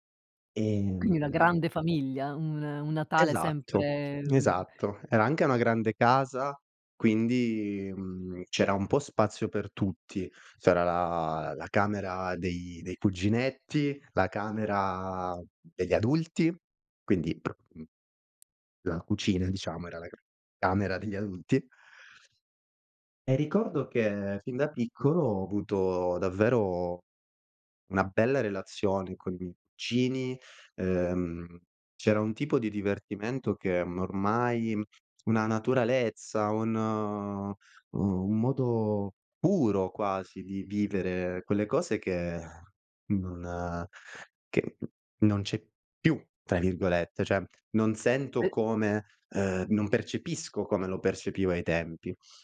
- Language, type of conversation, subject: Italian, podcast, Qual è una tradizione di famiglia che ti emoziona?
- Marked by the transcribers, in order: other background noise